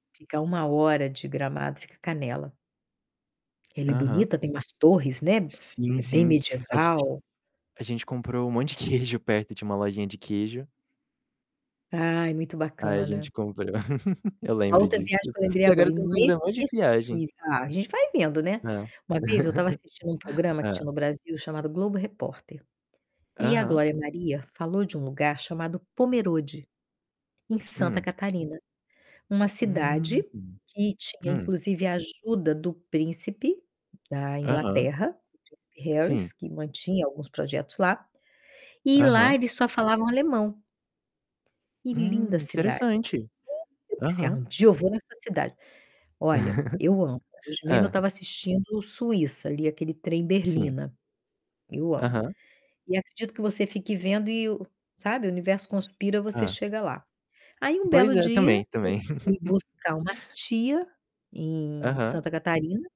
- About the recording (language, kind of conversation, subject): Portuguese, unstructured, Qual foi uma viagem inesquecível que você fez com a sua família?
- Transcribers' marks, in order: static; distorted speech; laughing while speaking: "queijo"; chuckle; tapping; other background noise; laugh; unintelligible speech; chuckle; chuckle